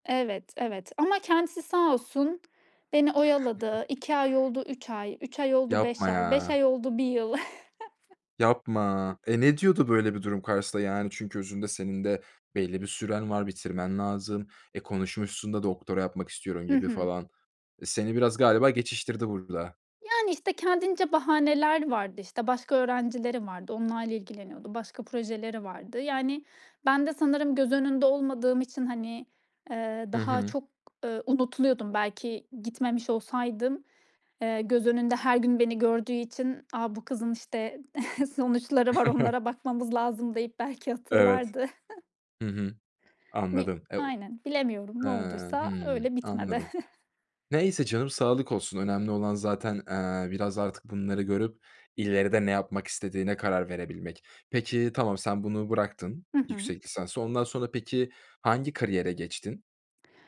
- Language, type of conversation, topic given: Turkish, podcast, Kariyerini değiştirmeye neden karar verdin?
- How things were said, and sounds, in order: other background noise; chuckle; chuckle; chuckle; laughing while speaking: "sonuçları var"; chuckle; chuckle; chuckle